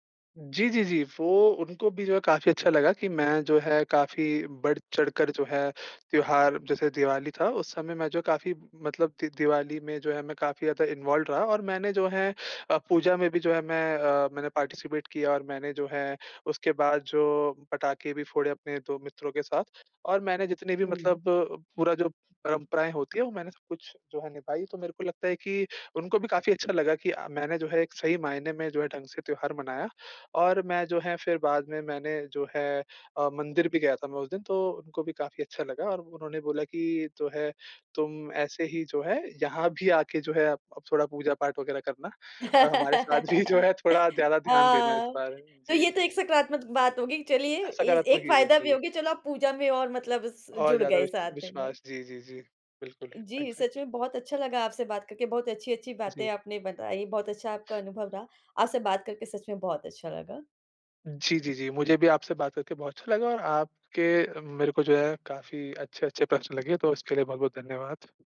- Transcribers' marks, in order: in English: "इन्वॉल्व्ड"; in English: "पार्टिसिपेट"; laugh; laughing while speaking: "भी जो है थोड़ा ज़्यादा ध्यान देना इस बार"; in English: "एग्ज़ैक्ट्ली"
- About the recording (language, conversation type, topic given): Hindi, podcast, किस त्यौहार में शामिल होकर आप सबसे ज़्यादा भावुक हुए?
- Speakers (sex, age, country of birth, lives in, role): female, 35-39, India, India, host; male, 20-24, India, India, guest